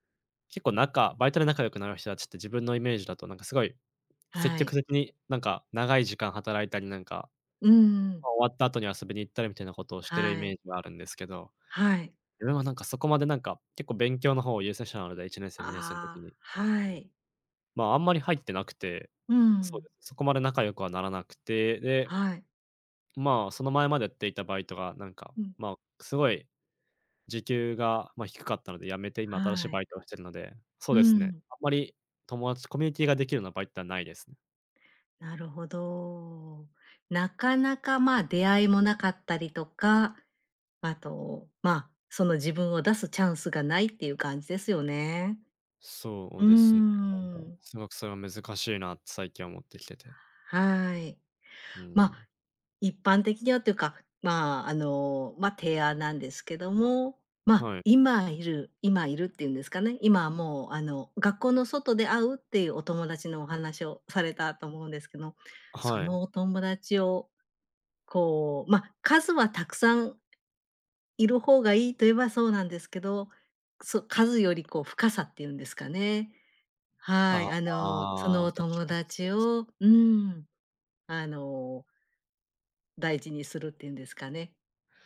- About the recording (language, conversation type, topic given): Japanese, advice, 新しい環境で自分を偽って馴染もうとして疲れた
- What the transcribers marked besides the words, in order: other background noise